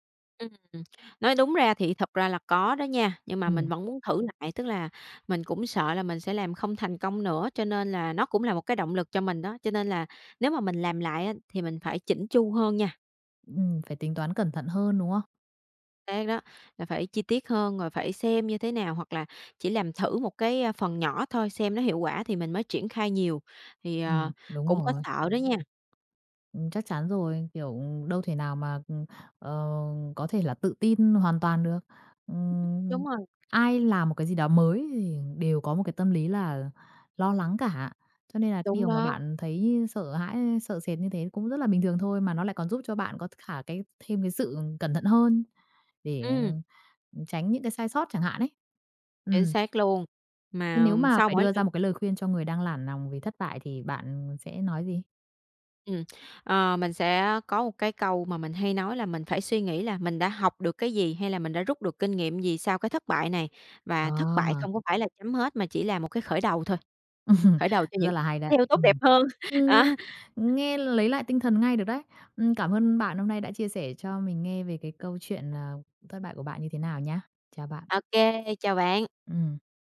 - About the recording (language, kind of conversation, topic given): Vietnamese, podcast, Khi thất bại, bạn thường làm gì trước tiên để lấy lại tinh thần?
- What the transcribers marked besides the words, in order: tapping; other background noise; "nản" said as "lản"; laugh; laughing while speaking: "điều tốt đẹp hơn. À"